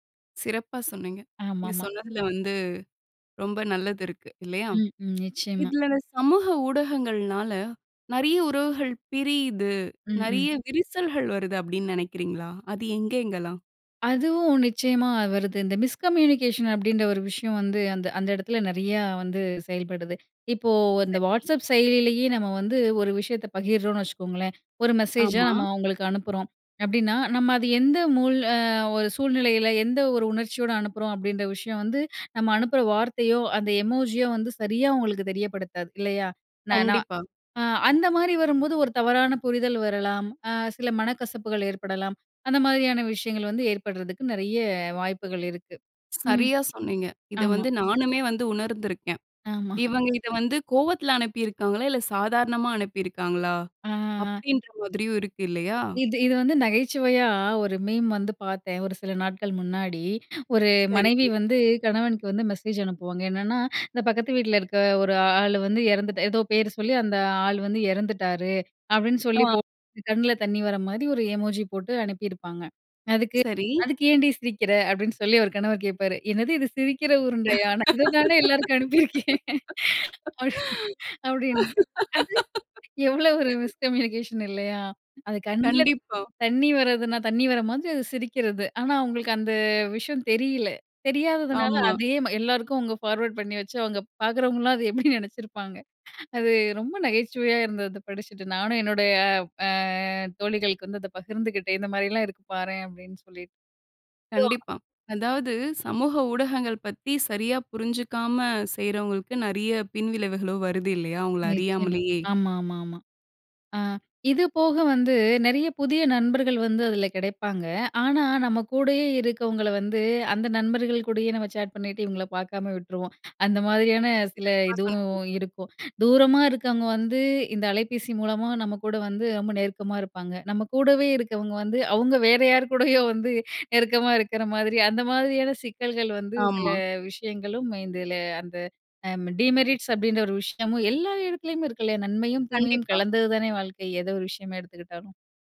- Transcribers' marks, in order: in English: "மிஸ்கம்யூனிகேஷன்"; in English: "எமோஜி"; snort; other background noise; laugh; laughing while speaking: "நான் இத தான எல்லாருக்கும் அனுப்பியிருக்கேன். அப்டின் அப்டின்னு"; unintelligible speech; in English: "டீமெரிட்ஸ்"
- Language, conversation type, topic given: Tamil, podcast, சமூக ஊடகங்கள் உறவுகளை எவ்வாறு மாற்றி இருக்கின்றன?